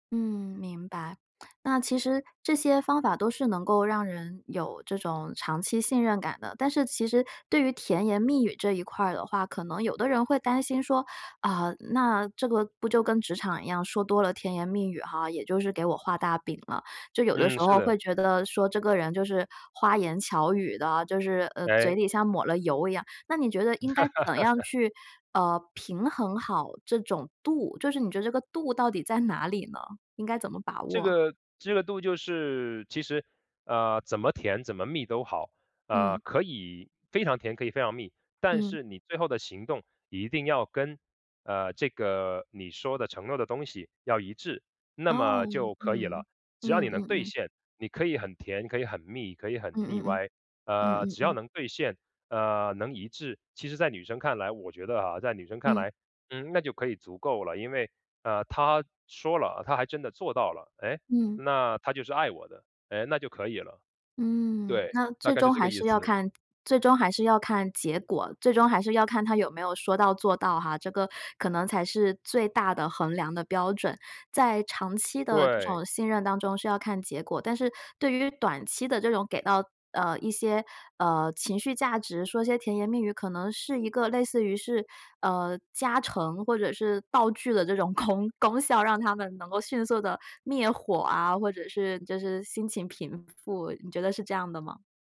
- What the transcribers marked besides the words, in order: chuckle; laughing while speaking: "在"; laughing while speaking: "功"
- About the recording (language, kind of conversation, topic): Chinese, podcast, 你认为长期信任更多是靠言语，还是靠行动？